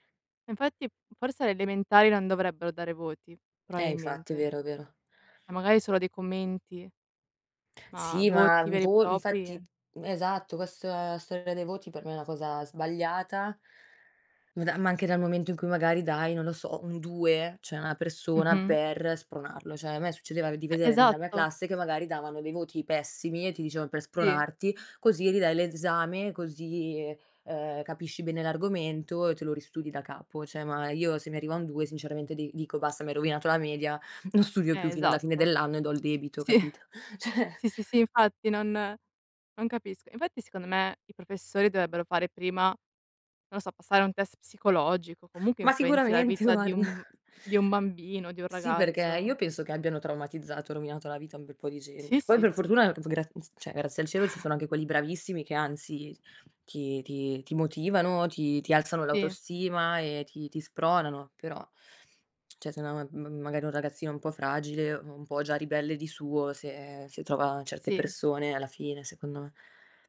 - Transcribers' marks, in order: "probabilmente" said as "proabilmente"; "Cioè" said as "ceh"; "Cioè" said as "ceh"; laughing while speaking: "non studio"; laughing while speaking: "sì"; laughing while speaking: "ceh"; "Cioè" said as "ceh"; laughing while speaking: "guarda"; chuckle; unintelligible speech; "cioè" said as "ceh"; "cioè" said as "ceh"
- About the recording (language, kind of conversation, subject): Italian, unstructured, È giusto giudicare un ragazzo solo in base ai voti?